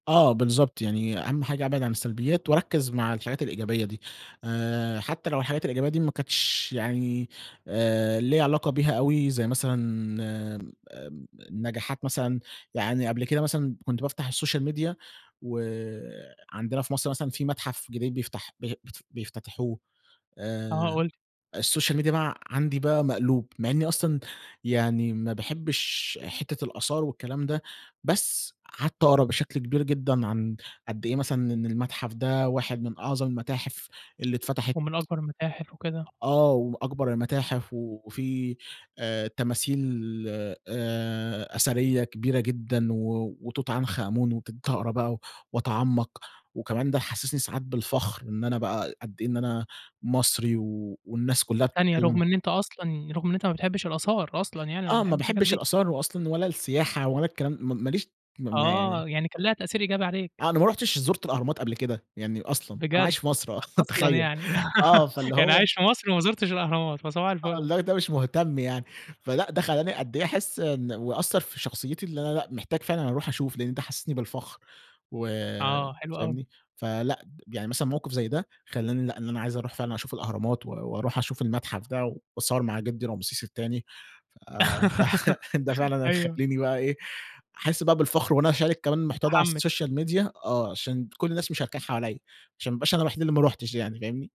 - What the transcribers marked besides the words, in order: in English: "السوشيال ميديا"; in English: "السوشيال ميديا"; tapping; chuckle; laughing while speaking: "آه، تخيل. آه"; chuckle; laughing while speaking: "ده فعلًا هيخليني بقى إيه"; laugh; in English: "السوشيال ميديا"
- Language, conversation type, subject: Arabic, podcast, إزاي السوشيال ميديا بتأثر على مزاجك اليومي؟